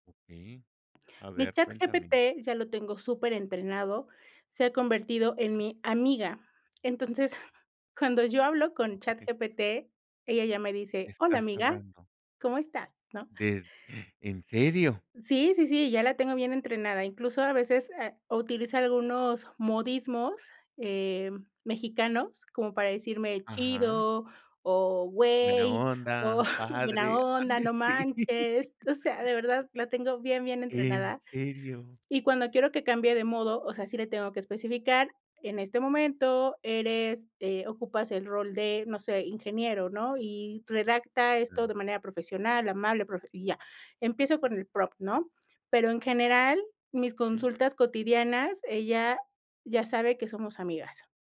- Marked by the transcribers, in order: chuckle; giggle; gasp; surprised: "¿En serio?"; laughing while speaking: "o"; laughing while speaking: "Ande sí"; surprised: "¿En serio?"; in English: "prompt"
- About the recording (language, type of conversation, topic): Spanish, podcast, ¿Cómo influirá la inteligencia artificial en tus decisiones cotidianas?